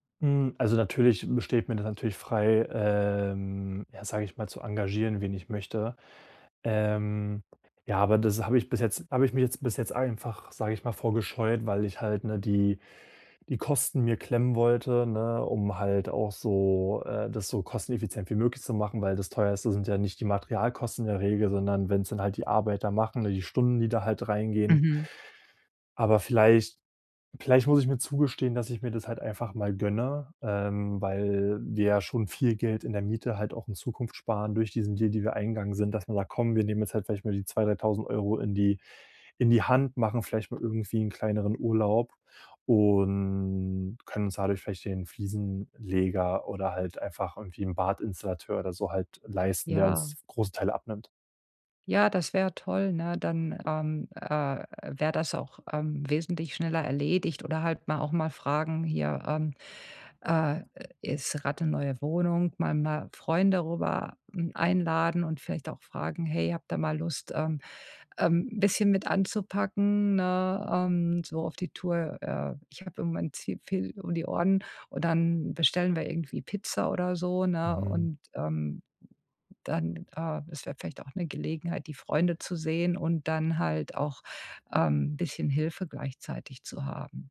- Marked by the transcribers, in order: tapping; unintelligible speech; "zu" said as "zie"
- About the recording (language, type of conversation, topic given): German, advice, Wie kann ich Ruhe finden, ohne mich schuldig zu fühlen, wenn ich weniger leiste?